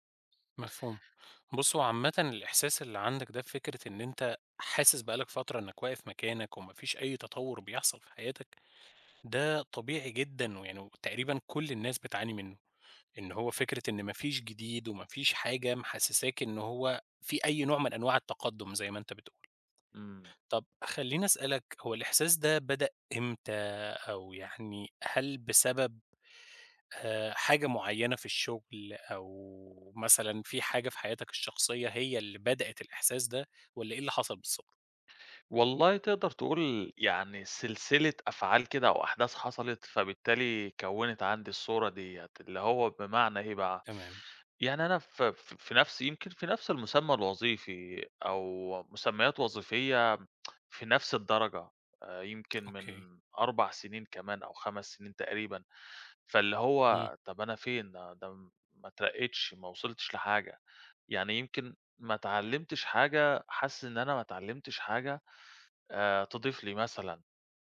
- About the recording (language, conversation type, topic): Arabic, advice, إزاي أتعامل مع الأفكار السلبية اللي بتتكرر وبتخلّيني أقلّل من قيمتي؟
- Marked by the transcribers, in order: unintelligible speech; tsk